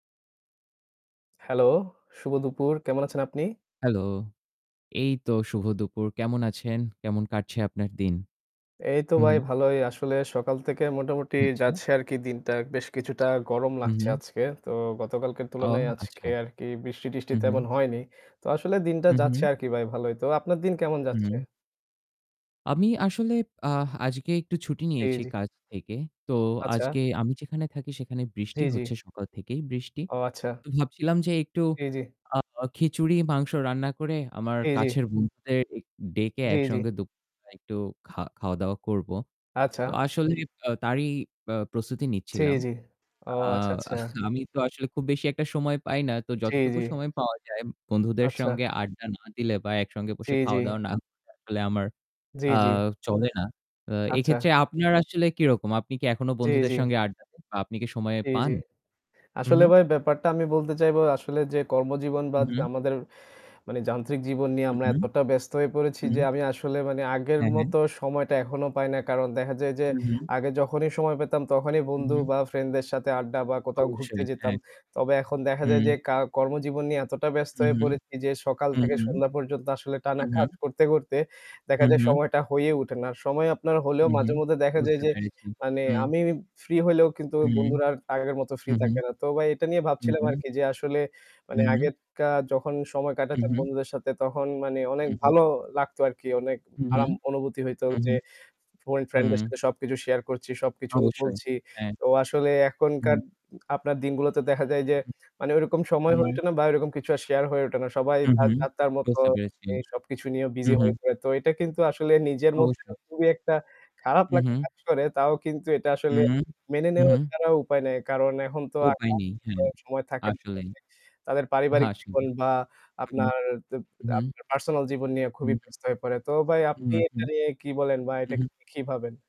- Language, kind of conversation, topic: Bengali, unstructured, বন্ধুদের সঙ্গে সময় কাটালে আপনার মন কেমন হয়?
- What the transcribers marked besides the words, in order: static; distorted speech; unintelligible speech; chuckle; unintelligible speech; horn; other background noise; unintelligible speech; unintelligible speech; laughing while speaking: "আসলেই"